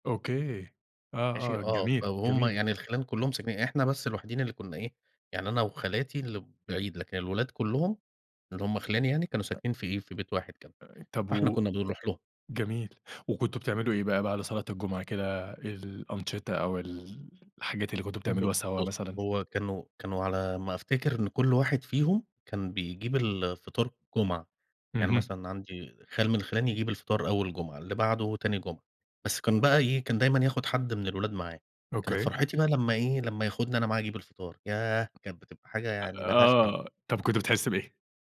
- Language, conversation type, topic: Arabic, podcast, إيه أحلى عادة في عيلتك بتحنّ لها؟
- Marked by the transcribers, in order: unintelligible speech; tapping